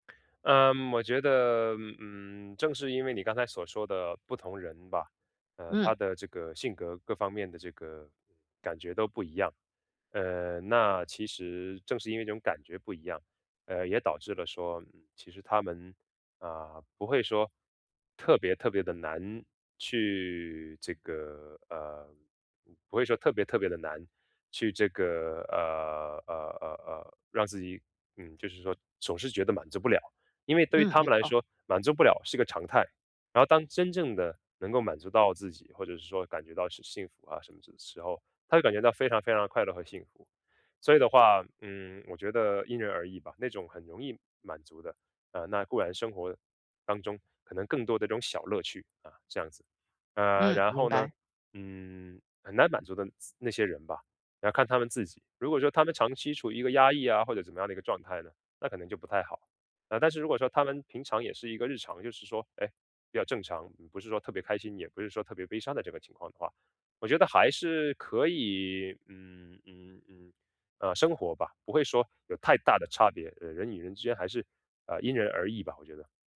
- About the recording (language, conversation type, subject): Chinese, podcast, 能聊聊你日常里的小确幸吗？
- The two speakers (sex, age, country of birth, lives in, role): female, 45-49, China, United States, host; male, 30-34, China, United States, guest
- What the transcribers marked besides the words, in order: other noise